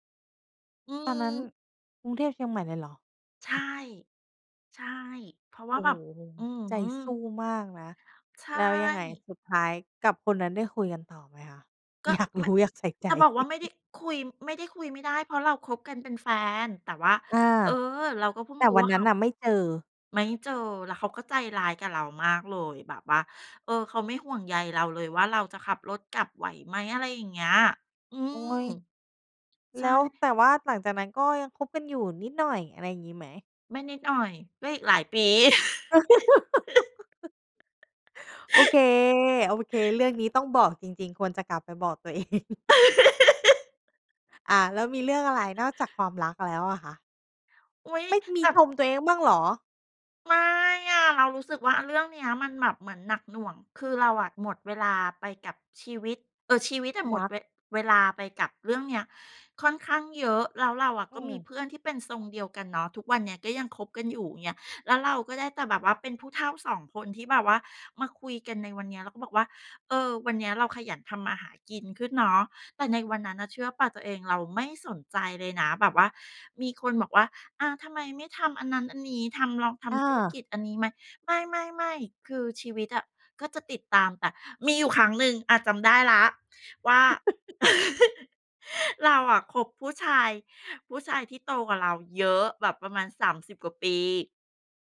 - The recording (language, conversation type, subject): Thai, podcast, ถ้าคุณกลับเวลาได้ คุณอยากบอกอะไรกับตัวเองในตอนนั้น?
- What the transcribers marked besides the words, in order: other background noise; laughing while speaking: "อยากรู้อยากใส่ใจ"; chuckle; laugh; chuckle; laughing while speaking: "ตัวเอง"; laugh; chuckle; chuckle